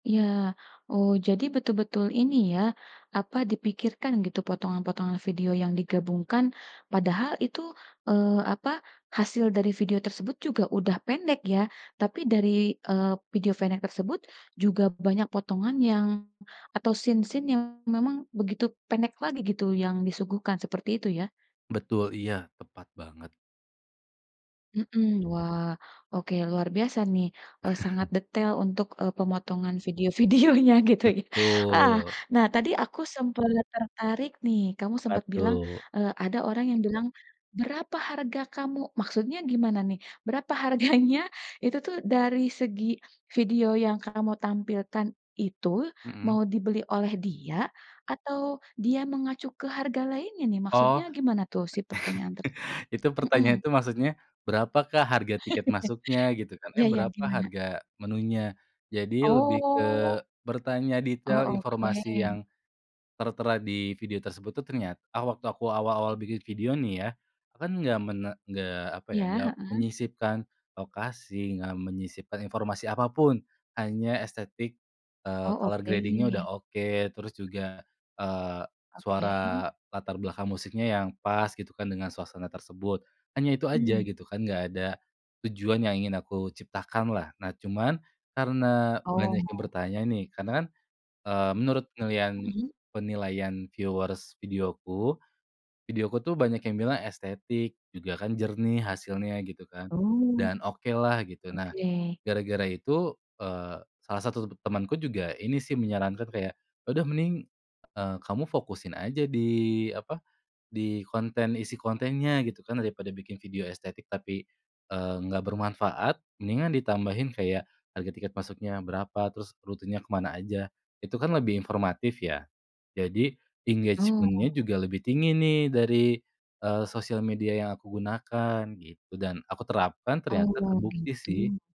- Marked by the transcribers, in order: in English: "scene-scene"; chuckle; laughing while speaking: "video-videonya gitu ya"; laughing while speaking: "harganya"; chuckle; chuckle; drawn out: "Oh"; in English: "color grading-nya"; other background noise; in English: "viewers"; in English: "engagement-nya"
- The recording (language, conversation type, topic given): Indonesian, podcast, Bagaimana menurutmu proses belajar membuat video pendek untuk media sosial?